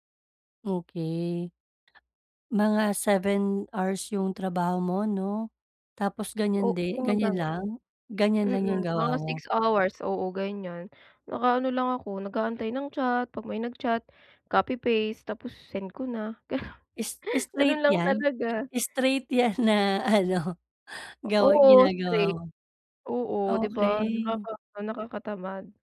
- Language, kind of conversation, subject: Filipino, advice, Paano ko mapapanatili ang motibasyon ko sa mga nakakabagot na gawain?
- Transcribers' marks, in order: other background noise; chuckle; laughing while speaking: "‘yan na ano"